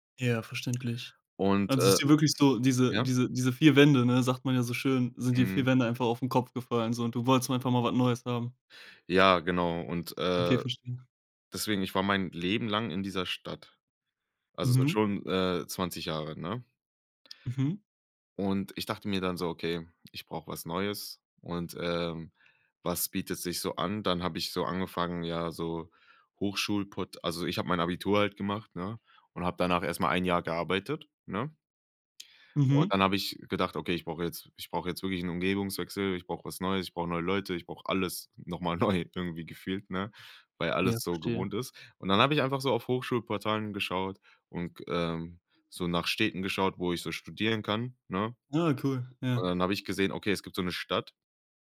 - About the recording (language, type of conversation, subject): German, podcast, Wie hast du einen Neuanfang geschafft?
- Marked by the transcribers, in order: laughing while speaking: "neu"